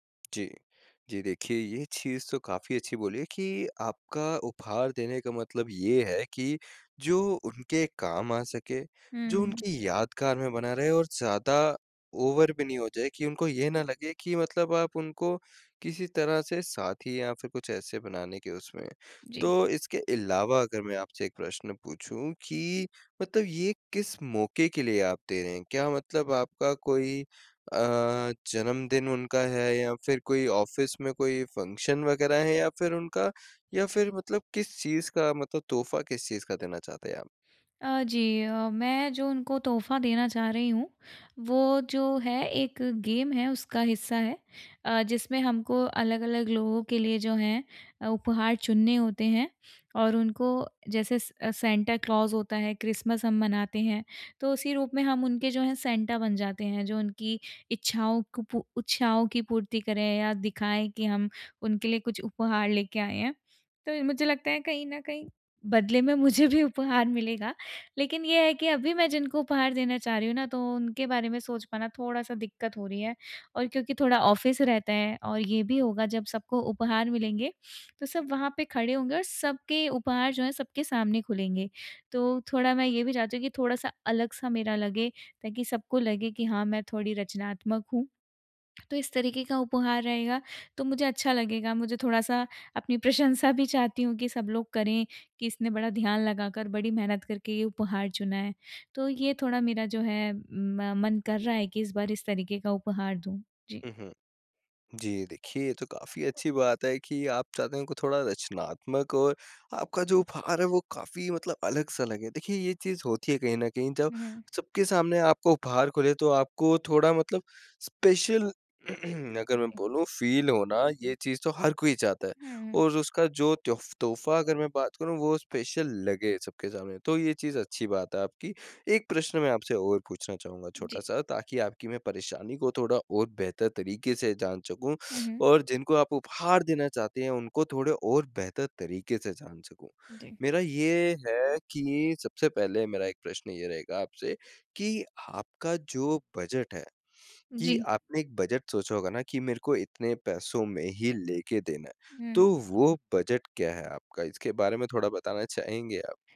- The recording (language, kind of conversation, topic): Hindi, advice, मैं किसी के लिए उपयुक्त और खास उपहार कैसे चुनूँ?
- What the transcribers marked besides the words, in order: in English: "ओवर"; in English: "ऑफिस"; in English: "गेम"; "इच्छाओं" said as "उच्छाओं"; laughing while speaking: "मुझे भी उपहार मिलेगा"; in English: "ऑफिस"; tapping; other background noise; in English: "स्पेशल"; throat clearing; in English: "फील"; in English: "स्पेशल"